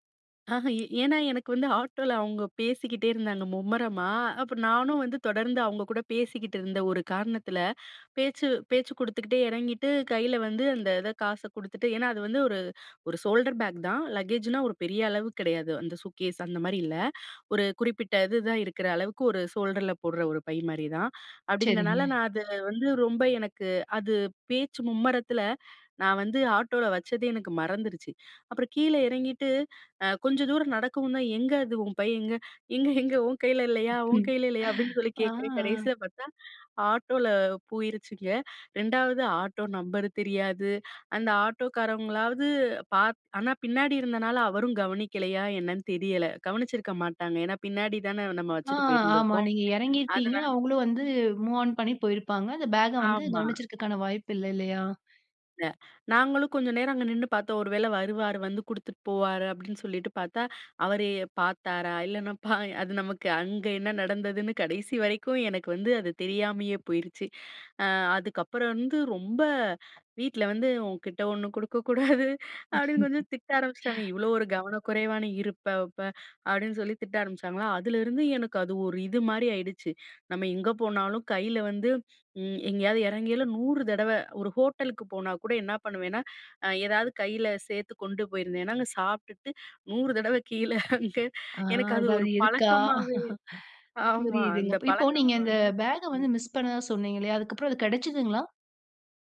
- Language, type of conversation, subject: Tamil, podcast, சாமான்கள் தொலைந்த அனுபவத்தை ஒரு முறை பகிர்ந்து கொள்ள முடியுமா?
- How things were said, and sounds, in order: other background noise; in English: "ஷோல்டர் பேக்"; in English: "லக்கேஜ்"; unintelligible speech; chuckle; in English: "மூவ் ஆன்"; laughing while speaking: "குடுக்க கூடாது அப்படின்னு கொஞ்சம் திட்ட ஆரம்ப்ச்சுட்டாங்க"; laugh; laugh; laughing while speaking: "கீழே அங்க"; anticipating: "அதுக்கப்புறம் அது கெடச்சதுங்களா?"